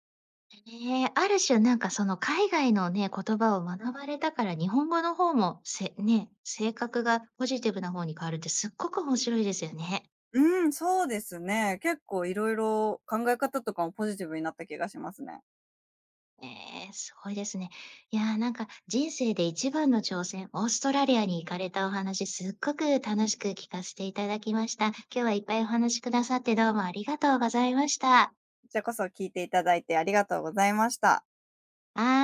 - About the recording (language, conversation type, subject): Japanese, podcast, 人生で一番の挑戦は何でしたか？
- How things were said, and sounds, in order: none